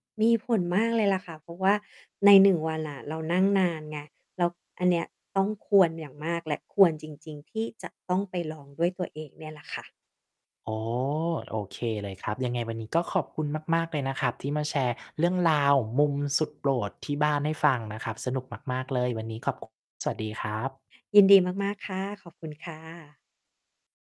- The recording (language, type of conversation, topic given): Thai, podcast, เวลาอยู่บ้าน คุณชอบมุมไหนในบ้านที่สุด และเพราะอะไร?
- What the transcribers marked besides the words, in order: distorted speech